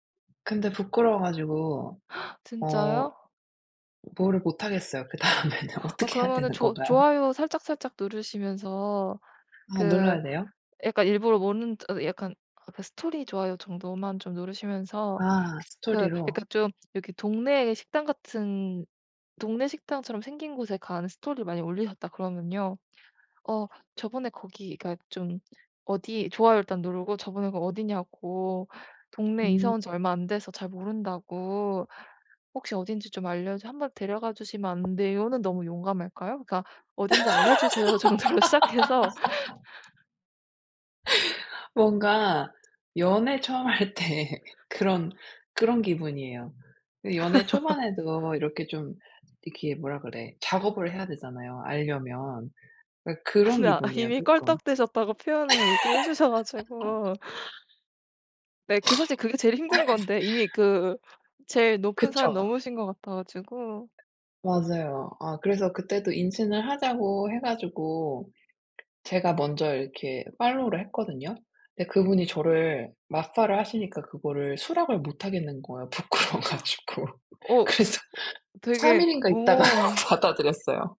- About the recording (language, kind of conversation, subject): Korean, advice, 새로운 도시에서 어떻게 자연스럽게 친구를 사귈 수 있을까요?
- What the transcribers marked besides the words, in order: other background noise; gasp; laughing while speaking: "그다음에는 어떻게 해야 되는 건가요?"; tapping; laugh; laughing while speaking: "정도로 시작해서"; laughing while speaking: "처음 할 때"; laugh; laugh; other noise; laugh; laughing while speaking: "부끄러워 가지고. 그래서"; gasp; laughing while speaking: "있다가"